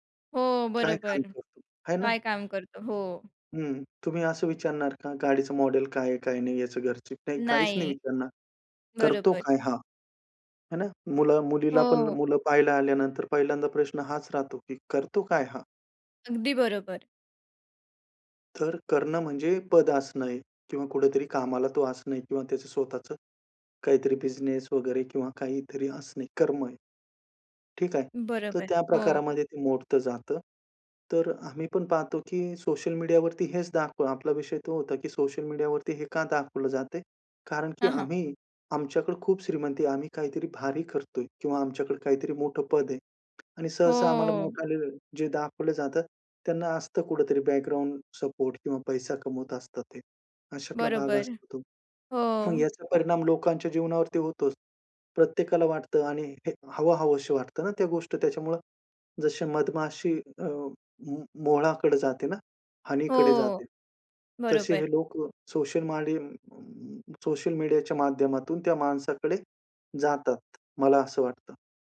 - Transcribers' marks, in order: other background noise; drawn out: "हो"; in English: "हनीकडे"
- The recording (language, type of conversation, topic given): Marathi, podcast, मोठ्या पदापेक्षा कामात समाधान का महत्त्वाचं आहे?